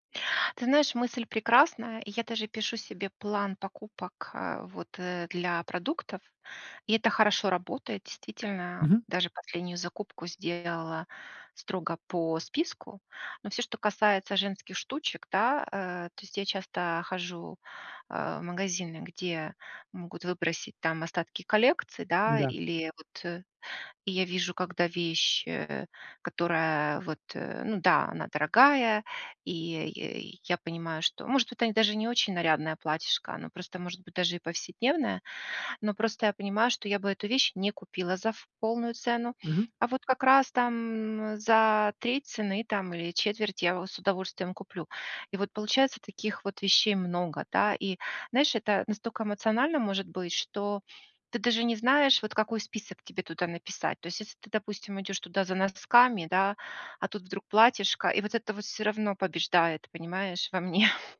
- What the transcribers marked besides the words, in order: other background noise; laughing while speaking: "мне"
- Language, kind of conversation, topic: Russian, advice, Почему я чувствую растерянность, когда иду за покупками?